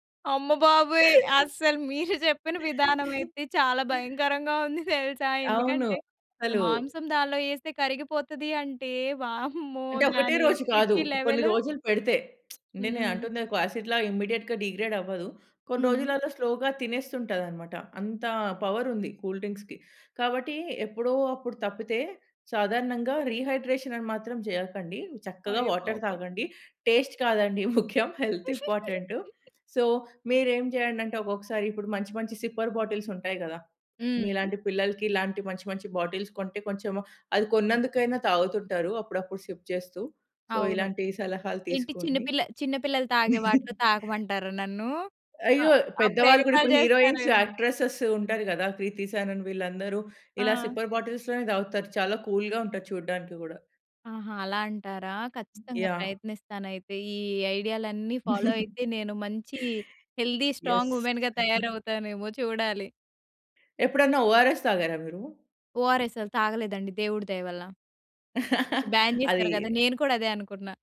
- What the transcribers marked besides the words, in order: chuckle; chuckle; in English: "ఎసిడిటీ లెవెల్"; lip smack; in English: "యాసిడ్‌లా ఇమ్మీడియేట్‌గా డీగ్రేడ్"; in English: "స్లోగా"; in English: "పవర్"; in English: "కూల్ డ్రింక్స్‌కి"; in English: "రీహైడ్రేషన్"; in English: "వాటర్"; in English: "టేస్ట్"; chuckle; giggle; other background noise; in English: "సో"; in English: "సిప్పర్ బాటిల్స్"; in English: "బాటిల్స్"; in English: "సిప్"; in English: "సో"; chuckle; in English: "హీరోయిన్స్, యాక్ట్రెసేస్"; in English: "స్లిప్పర్ బాటిల్స్‌లోనే"; in English: "కూల్‌గా"; in English: "ఫాలో"; chuckle; in English: "హెల్తీ స్ట్రాంగ్ ఉమెన్‌గా"; in English: "యెస్"; chuckle; in English: "ఓఆర్ఎస్"; in English: "ఓఆర్ఎస్ఎల్"; in English: "బ్యాన్"; chuckle
- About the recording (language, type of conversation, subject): Telugu, podcast, డీహైడ్రేషన్‌ను గుర్తించి తగినంత నీళ్లు తాగేందుకు మీరు పాటించే సూచనలు ఏమిటి?